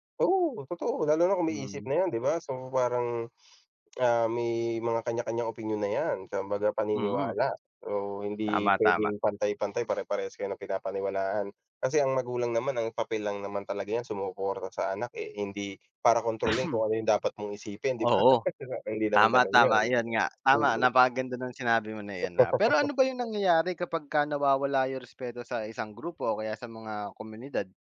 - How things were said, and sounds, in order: other background noise; cough; chuckle; laugh
- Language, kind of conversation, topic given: Filipino, unstructured, Bakit mahalaga ang respeto sa ibang tao?